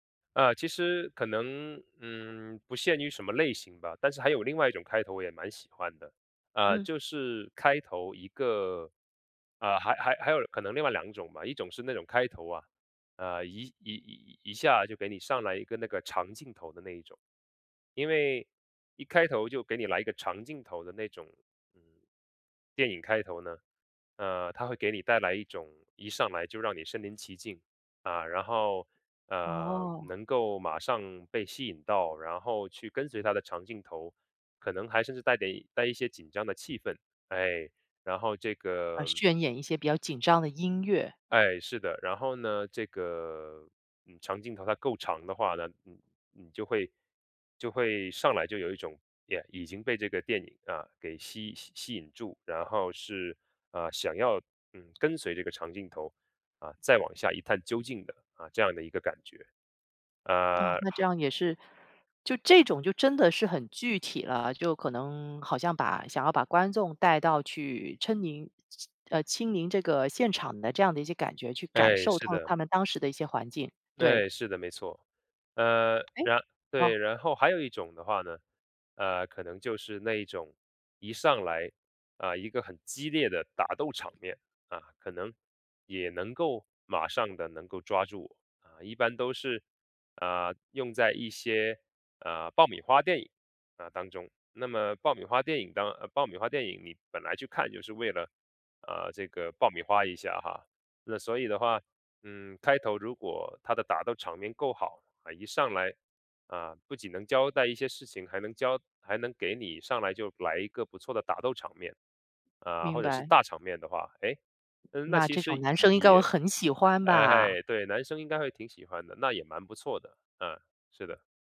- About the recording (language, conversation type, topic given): Chinese, podcast, 什么样的电影开头最能一下子吸引你？
- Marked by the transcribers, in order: other background noise; "渲染" said as "渲演"; "亲临" said as "嗔迎"; anticipating: "那这种男生应该会很喜欢吧"